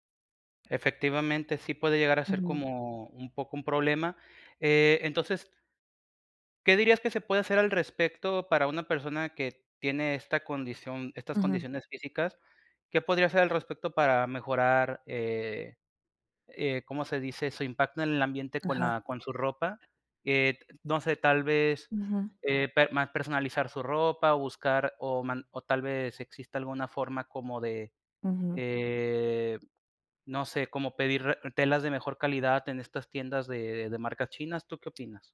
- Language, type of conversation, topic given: Spanish, podcast, Oye, ¿qué opinas del consumo responsable en la moda?
- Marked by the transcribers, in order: other background noise